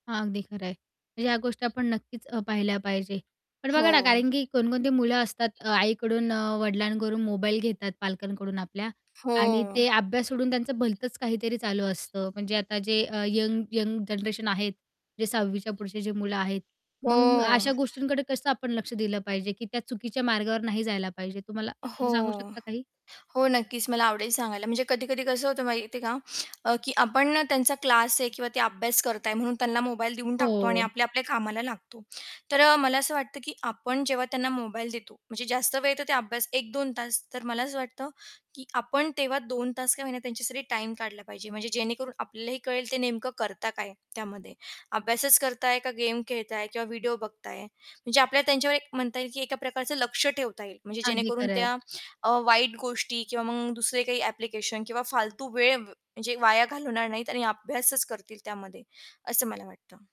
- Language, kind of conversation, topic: Marathi, podcast, मुलं आणि तंत्रज्ञान यांच्यात योग्य समतोल कसा राखता येईल?
- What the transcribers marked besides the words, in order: background speech; other background noise; static; tapping